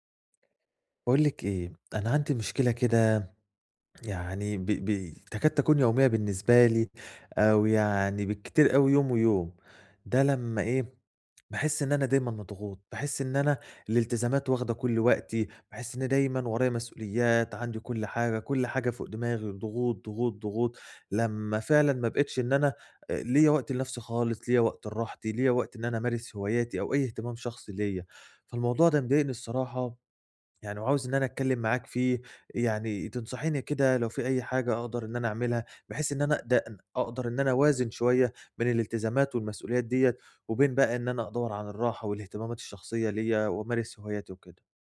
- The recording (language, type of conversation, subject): Arabic, advice, إزاي أوازن بين التزاماتي اليومية ووقتي لهواياتي بشكل مستمر؟
- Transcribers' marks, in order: tapping